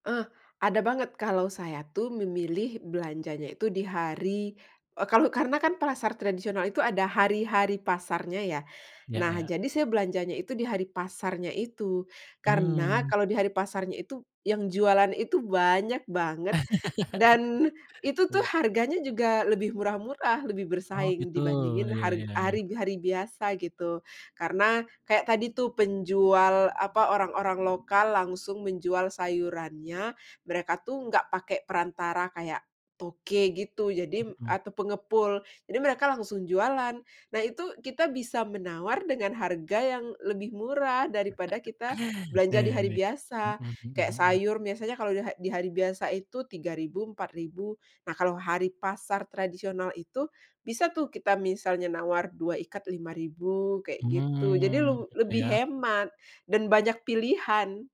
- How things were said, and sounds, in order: tapping; "pasar" said as "prasar"; laugh; chuckle
- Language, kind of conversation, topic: Indonesian, podcast, Bagaimana biasanya kamu menyiapkan makanan sehari-hari di rumah?